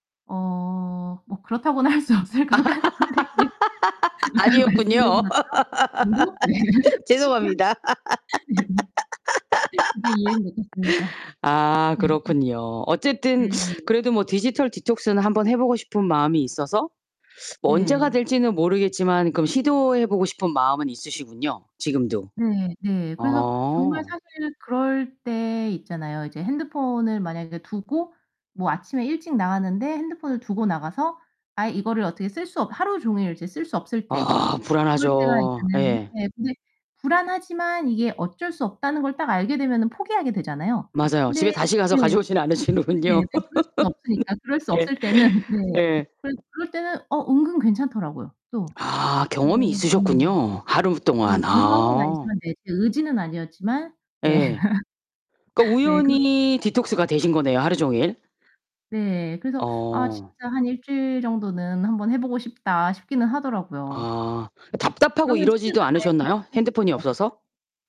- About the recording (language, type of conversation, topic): Korean, podcast, 소셜미디어는 인간관계에 어떤 영향을 미치고 있을까요?
- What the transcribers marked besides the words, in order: laughing while speaking: "할 수 없을 것 같은데 그냥 아까 말씀드린 것처럼. 하는 습관"; laugh; laughing while speaking: "아니었군요. 죄송합니다"; laugh; distorted speech; unintelligible speech; unintelligible speech; laugh; laughing while speaking: "않으시는군요. 예"; laugh; other background noise; laughing while speaking: "때는"; laugh; unintelligible speech